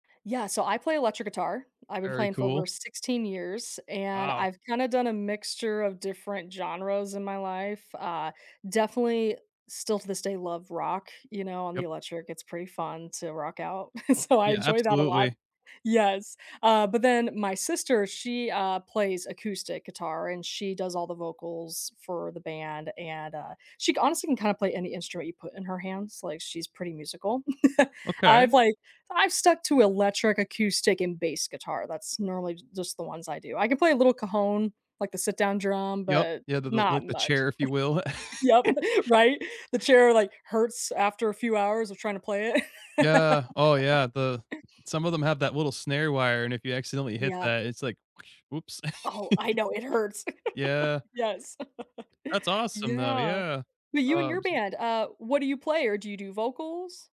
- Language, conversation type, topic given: English, unstructured, How do you usually discover new movies, shows, or music, and whose recommendations do you trust most?
- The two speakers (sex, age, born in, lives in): female, 30-34, United States, United States; male, 35-39, United States, United States
- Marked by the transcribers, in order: chuckle; laughing while speaking: "So"; chuckle; laugh; chuckle; laugh; tapping; other noise; laugh; chuckle